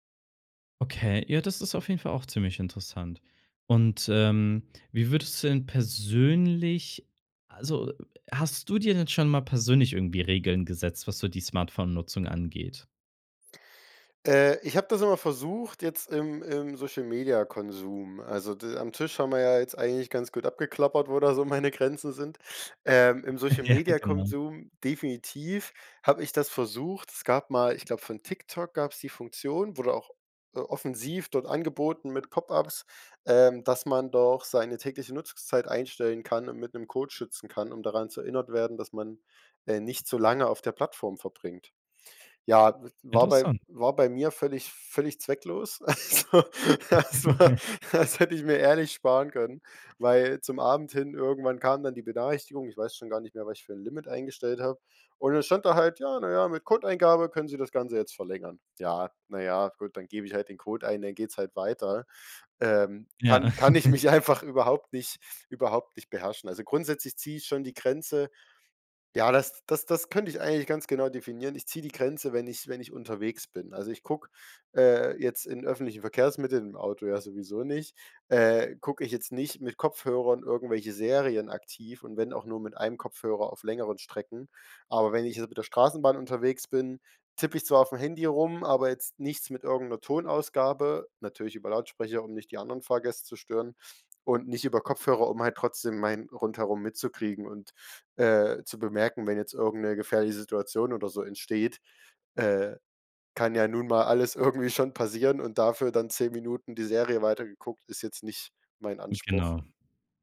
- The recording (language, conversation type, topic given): German, podcast, Wie ziehst du persönlich Grenzen bei der Smartphone-Nutzung?
- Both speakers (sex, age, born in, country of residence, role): male, 18-19, Germany, Germany, guest; male, 25-29, Germany, Germany, host
- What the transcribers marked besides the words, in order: laughing while speaking: "Ja, genau"; laughing while speaking: "Also, das war das hätte ich mir"; chuckle; chuckle